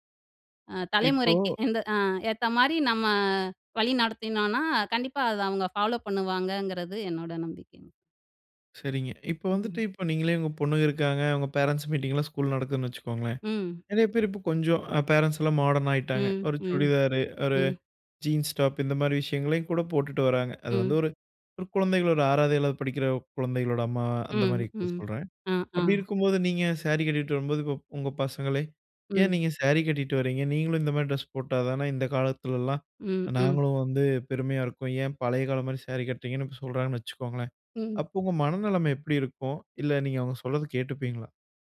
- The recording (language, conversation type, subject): Tamil, podcast, பாரம்பரியத்தை காப்பாற்றி புதியதை ஏற்கும் சமநிலையை எப்படிச் சீராகப் பேணலாம்?
- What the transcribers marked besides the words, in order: drawn out: "நம்ம"; other background noise; other noise